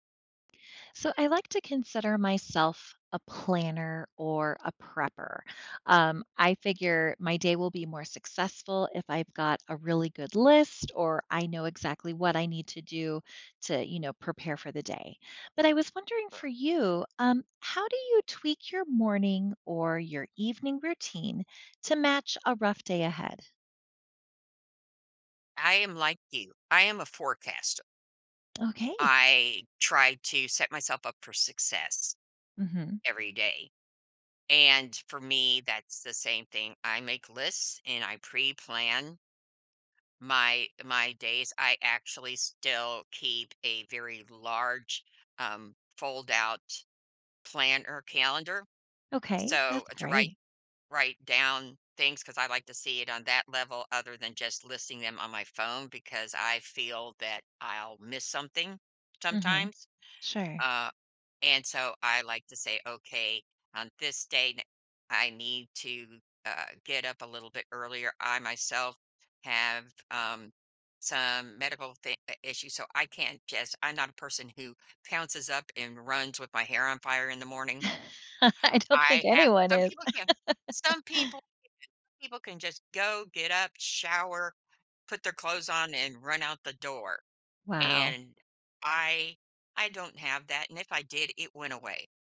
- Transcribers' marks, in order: other background noise; laugh; laughing while speaking: "I don't think anyone is"; laugh
- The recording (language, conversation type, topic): English, unstructured, How can I tweak my routine for a rough day?